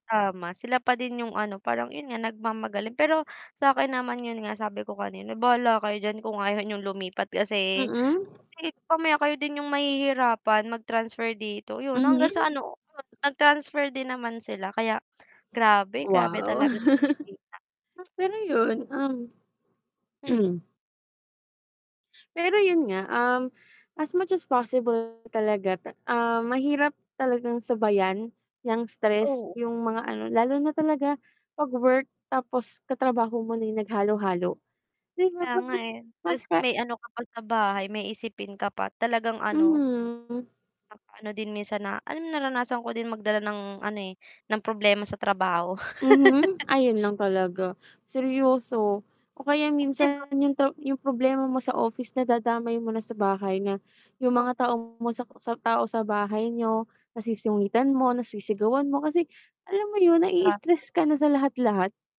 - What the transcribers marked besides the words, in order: unintelligible speech; static; chuckle; throat clearing; distorted speech; tapping; unintelligible speech; laugh; "nasusungitan" said as "nasisungitan"
- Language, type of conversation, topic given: Filipino, unstructured, Paano mo pinapawi ang pagkapagod at pag-aalala matapos ang isang mahirap na araw?